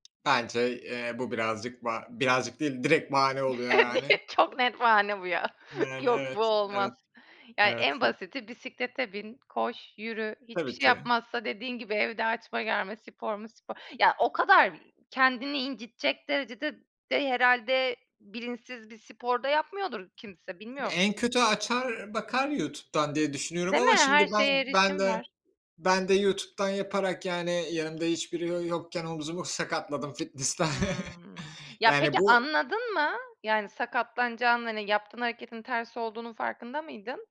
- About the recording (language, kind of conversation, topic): Turkish, unstructured, Spor salonları pahalı olduğu için spor yapmayanları haksız mı buluyorsunuz?
- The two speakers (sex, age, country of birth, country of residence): female, 35-39, Turkey, Greece; male, 30-34, Turkey, Germany
- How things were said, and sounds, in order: tapping; chuckle; unintelligible speech; laughing while speaking: "Çok net bahane bu ya"; other background noise; chuckle